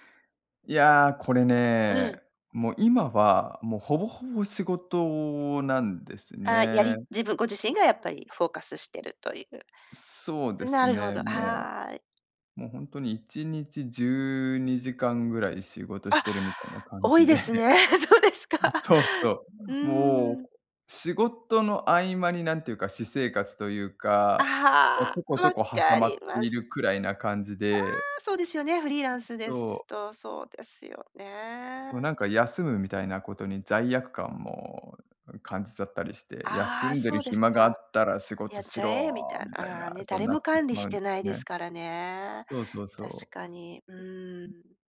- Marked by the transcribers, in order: laughing while speaking: "多いですね、そうですか"; chuckle
- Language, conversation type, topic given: Japanese, advice, 休息や趣味の時間が取れず、燃え尽きそうだと感じるときはどうすればいいですか？